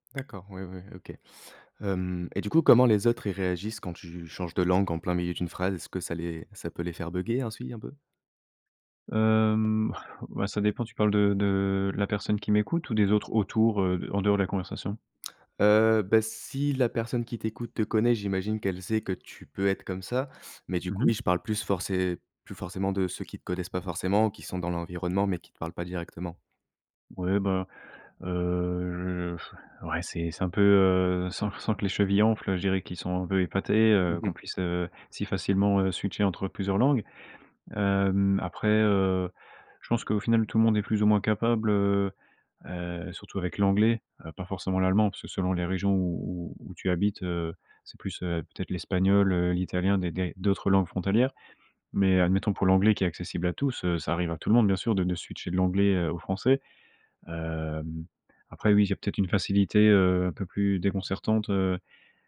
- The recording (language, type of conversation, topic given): French, podcast, Comment jongles-tu entre deux langues au quotidien ?
- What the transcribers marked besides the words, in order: blowing; in English: "switcher"; in English: "switcher"